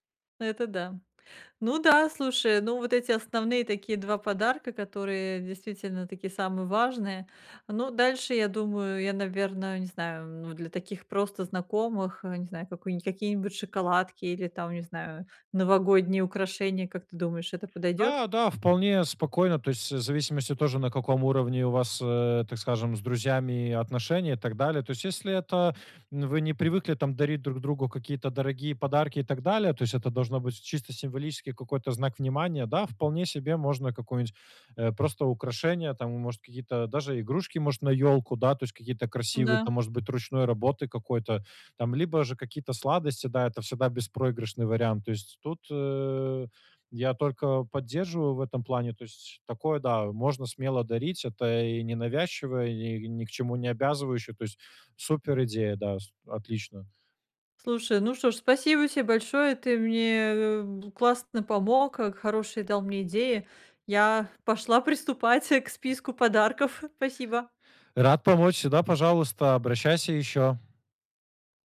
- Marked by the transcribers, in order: other background noise; tapping
- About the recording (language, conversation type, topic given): Russian, advice, Как выбрать подходящий подарок для людей разных типов?